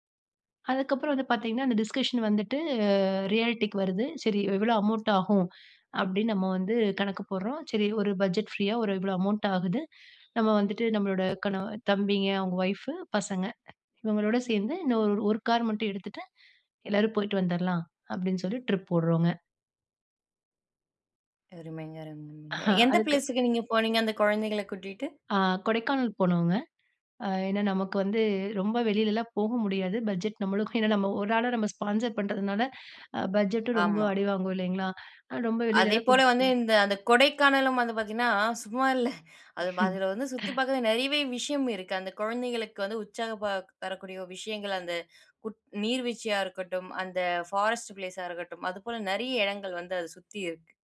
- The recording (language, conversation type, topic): Tamil, podcast, மிதமான செலவில் கூட சந்தோஷமாக இருக்க என்னென்ன வழிகள் இருக்கின்றன?
- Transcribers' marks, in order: in English: "டிஸ்கஷன்"; in English: "ரியாலிட்டிக்கு"; laugh; inhale; inhale; chuckle; laugh; in English: "ஃபாரஸ்ட் பிளேஸ"